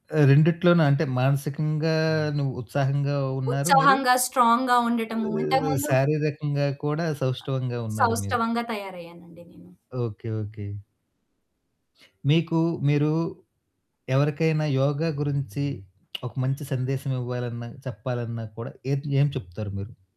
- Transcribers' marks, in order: other background noise; in English: "స్ట్రాంగ్‌గా"; tapping
- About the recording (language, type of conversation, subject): Telugu, podcast, సులభమైన యోగా భంగిమలు చేయడం వల్ల మీకు వచ్చిన లాభాలు ఏమిటి?